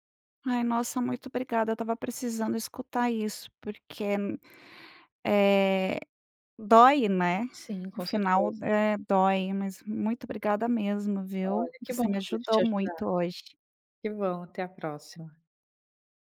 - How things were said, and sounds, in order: none
- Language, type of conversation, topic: Portuguese, advice, Como você está lidando com o fim de um relacionamento de longo prazo?